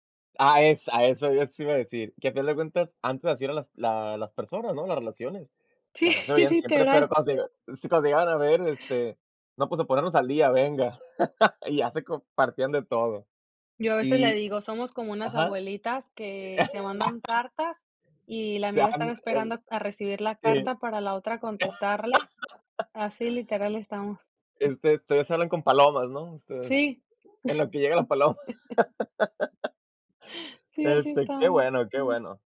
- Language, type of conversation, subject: Spanish, podcast, ¿Cómo mantienes amistades cuando cambian tus prioridades?
- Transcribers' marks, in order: laughing while speaking: "Sí, literal"; laugh; laugh; laugh; chuckle; laugh